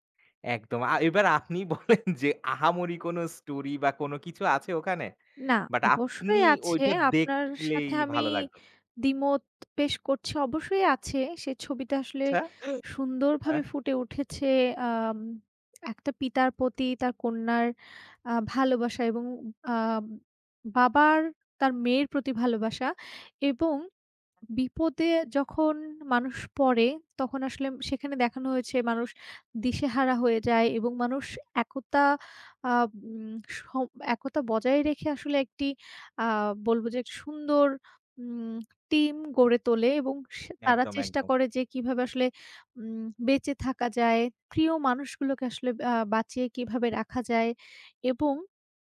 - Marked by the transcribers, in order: laughing while speaking: "বলেন যে"; other background noise; horn
- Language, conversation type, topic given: Bengali, unstructured, আপনি কেন আপনার প্রিয় সিনেমার গল্প মনে রাখেন?